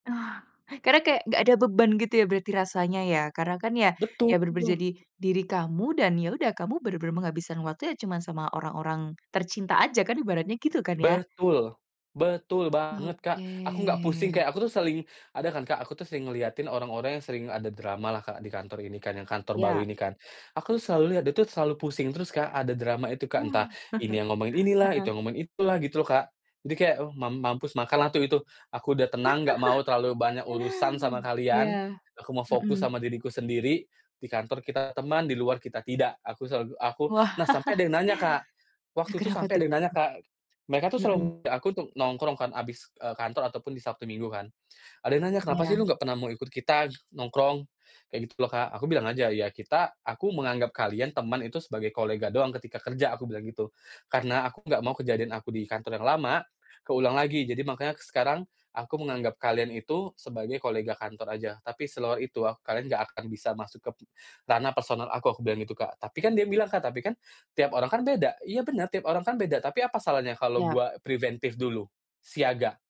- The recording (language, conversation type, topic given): Indonesian, podcast, Bagaimana kamu bisa tetap menjadi diri sendiri di kantor?
- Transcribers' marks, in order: other background noise; drawn out: "Oke"; chuckle; chuckle; chuckle; unintelligible speech; tapping